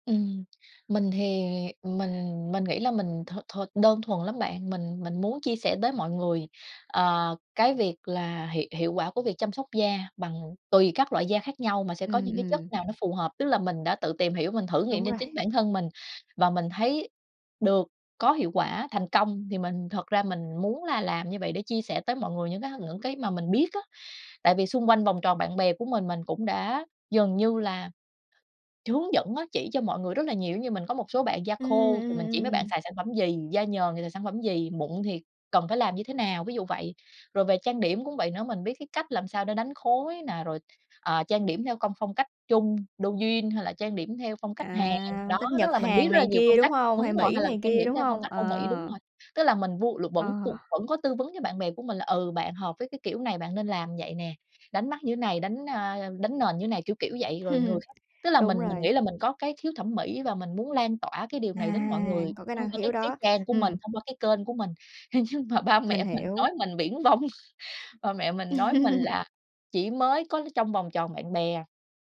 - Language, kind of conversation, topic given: Vietnamese, advice, Làm sao để theo đuổi đam mê mà không khiến bố mẹ thất vọng?
- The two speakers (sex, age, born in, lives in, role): female, 20-24, Vietnam, United States, advisor; female, 30-34, Vietnam, Vietnam, user
- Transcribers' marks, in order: tapping; other background noise; chuckle; laughing while speaking: "À, nhưng"; laugh; laughing while speaking: "vông"